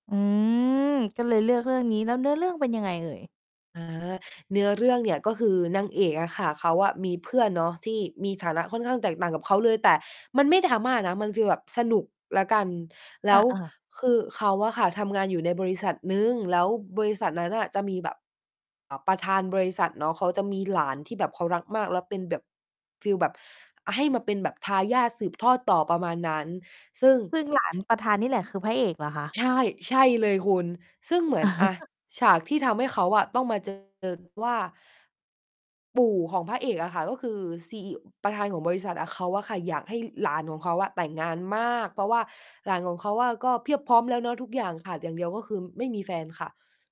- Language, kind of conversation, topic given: Thai, podcast, ถ้าคุณต้องเลือกหนังสักเรื่องให้เป็นเพื่อน คุณนึกถึงเรื่องอะไร?
- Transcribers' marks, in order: distorted speech; other background noise; chuckle; stressed: "มาก"